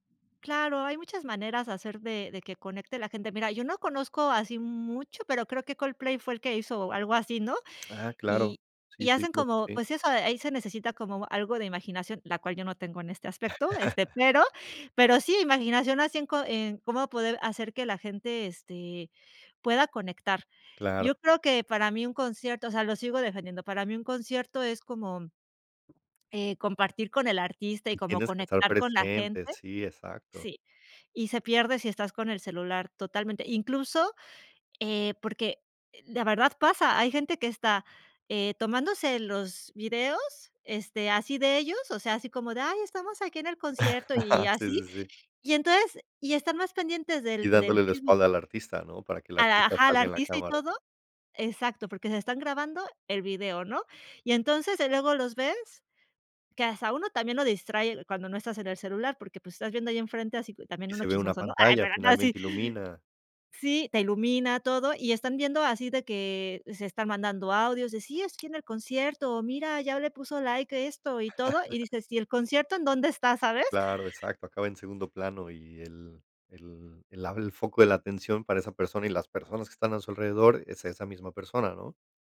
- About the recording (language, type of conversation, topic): Spanish, podcast, ¿Qué opinas de la gente que usa el celular en conciertos?
- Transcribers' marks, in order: chuckle; other background noise; chuckle; chuckle